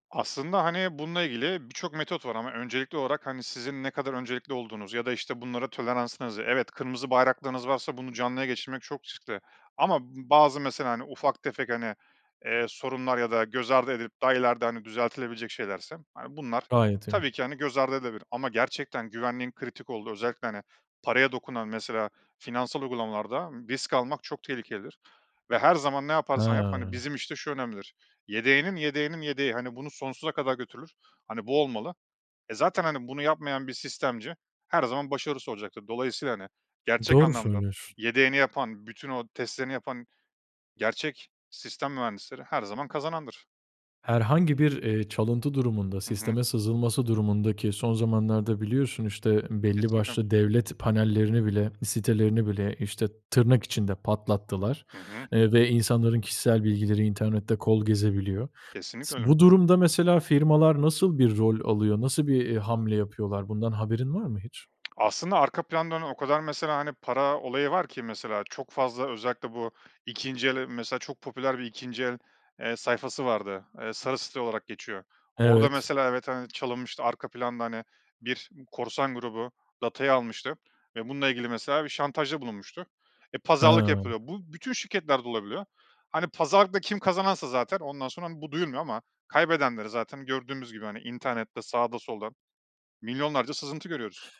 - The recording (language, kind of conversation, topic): Turkish, podcast, Yeni bir teknolojiyi denemeye karar verirken nelere dikkat ediyorsun?
- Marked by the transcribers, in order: other background noise